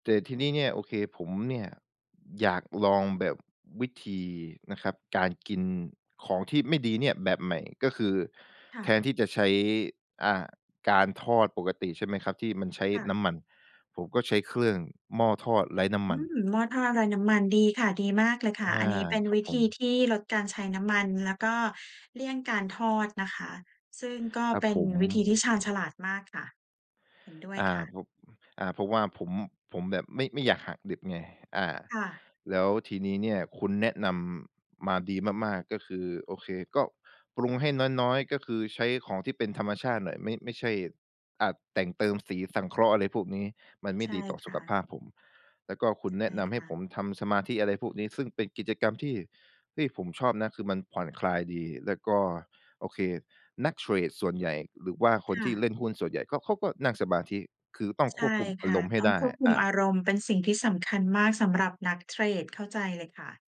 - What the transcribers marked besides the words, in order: none
- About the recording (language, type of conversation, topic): Thai, advice, ฉันควบคุมการกินตามอารมณ์เวลาเครียดได้อย่างไร?